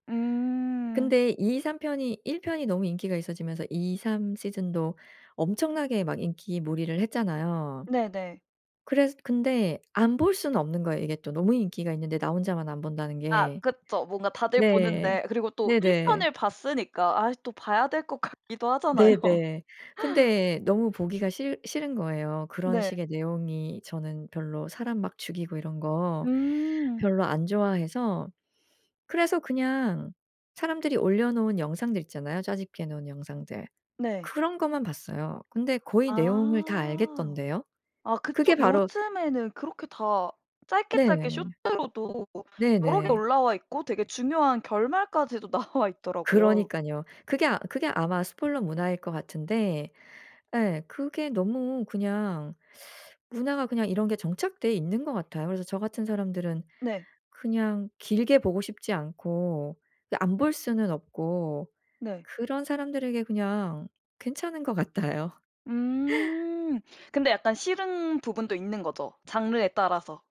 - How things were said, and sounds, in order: in English: "season도"; other background noise; laughing while speaking: "같기도 하잖아요"; laughing while speaking: "나와"; in English: "spoiler"; teeth sucking; laughing while speaking: "같아요"
- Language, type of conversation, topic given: Korean, podcast, 스포일러 문화가 시청 경험을 어떻게 바꿀까요?